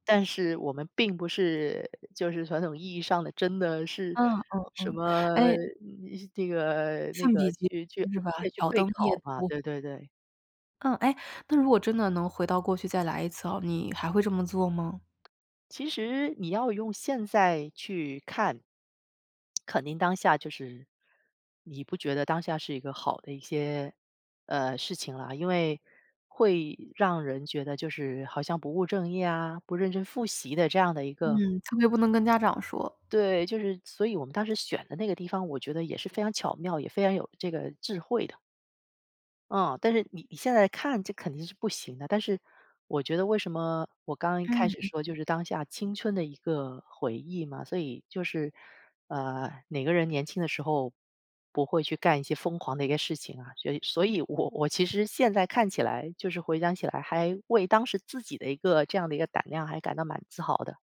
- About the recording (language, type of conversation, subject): Chinese, podcast, 你能分享一次和同学一起熬夜备考的经历吗？
- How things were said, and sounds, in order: unintelligible speech; other background noise